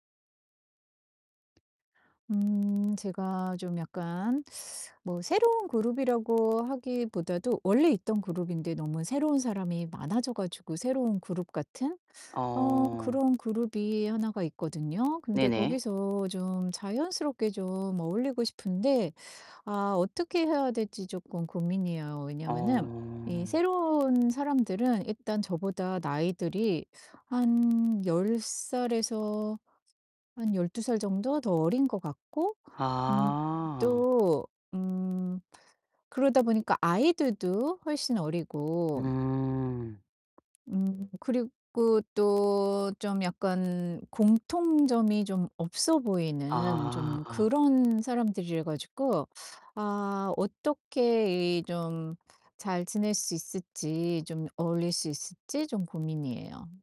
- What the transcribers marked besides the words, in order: tapping; distorted speech; other background noise
- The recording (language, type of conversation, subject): Korean, advice, 새로운 모임에서 어색하지 않게 자연스럽게 어울리려면 어떻게 해야 할까요?